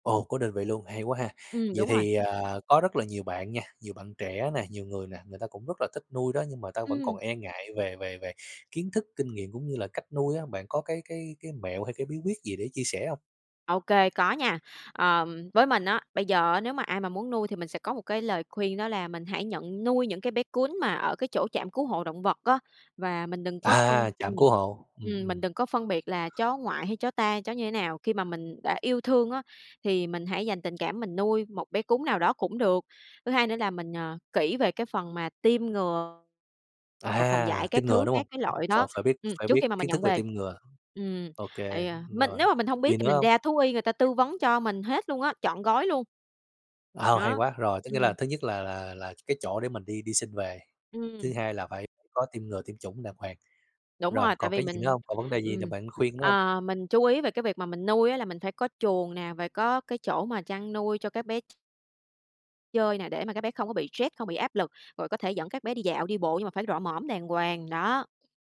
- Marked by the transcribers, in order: tapping; other background noise
- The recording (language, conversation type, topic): Vietnamese, podcast, Bạn có thể chia sẻ một kỷ niệm vui với thú nuôi của bạn không?